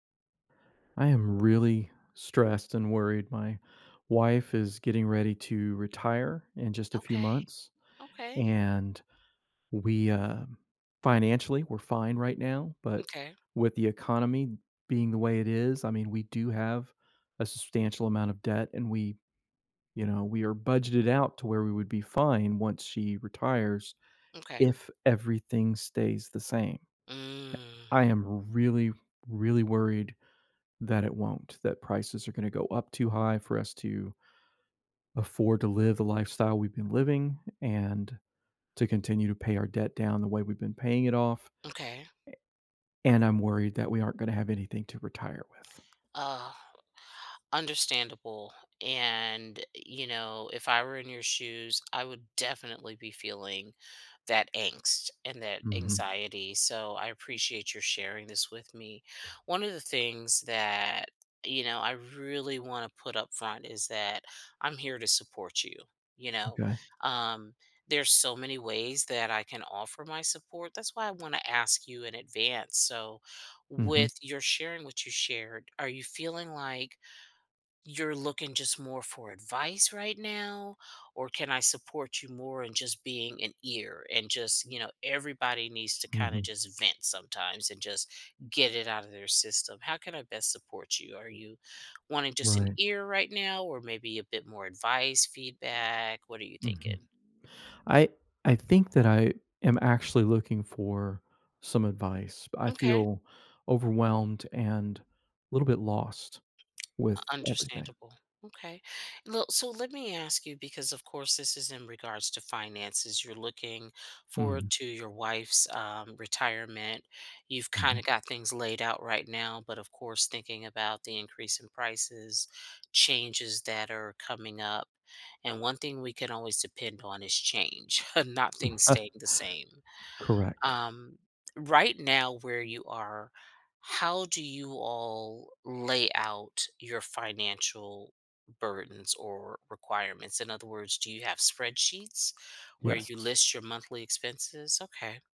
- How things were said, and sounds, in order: other background noise; drawn out: "Mm"; tapping; chuckle
- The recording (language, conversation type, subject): English, advice, How can I reduce anxiety about my financial future and start saving?